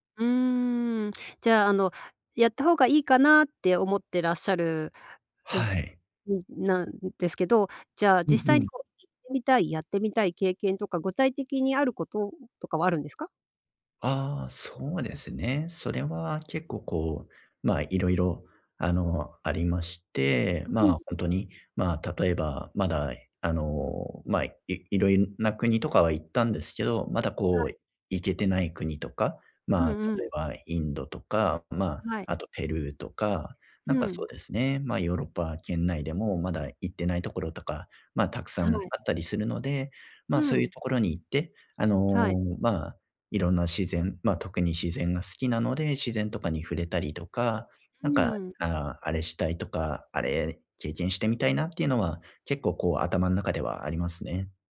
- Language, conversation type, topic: Japanese, advice, 将来の貯蓄と今の消費のバランスをどう取ればよいですか？
- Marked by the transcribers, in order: none